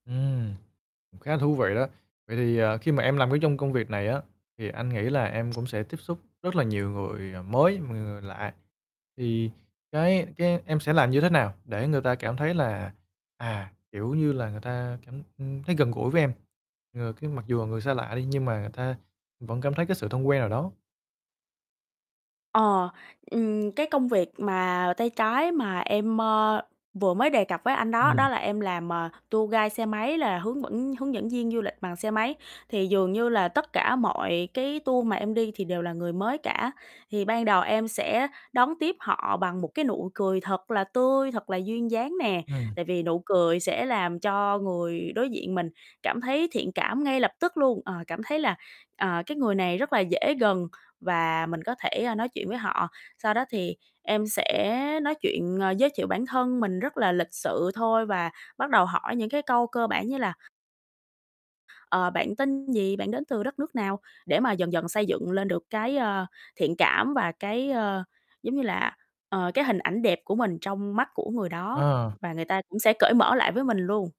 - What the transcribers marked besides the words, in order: static; other background noise; tapping; distorted speech; in English: "tour guide"
- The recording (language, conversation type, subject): Vietnamese, podcast, Làm sao để bắt chuyện với người lạ một cách tự nhiên?
- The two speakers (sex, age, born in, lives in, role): female, 25-29, Vietnam, Vietnam, guest; male, 25-29, Vietnam, Vietnam, host